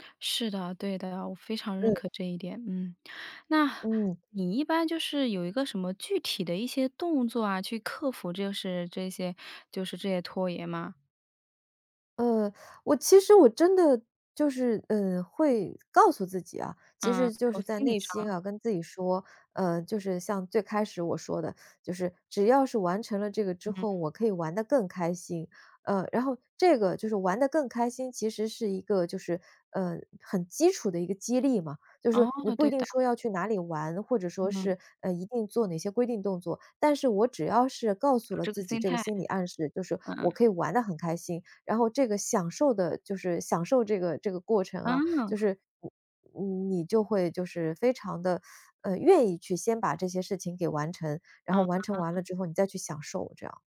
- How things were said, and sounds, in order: none
- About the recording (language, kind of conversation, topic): Chinese, podcast, 你会怎样克服拖延并按计划学习？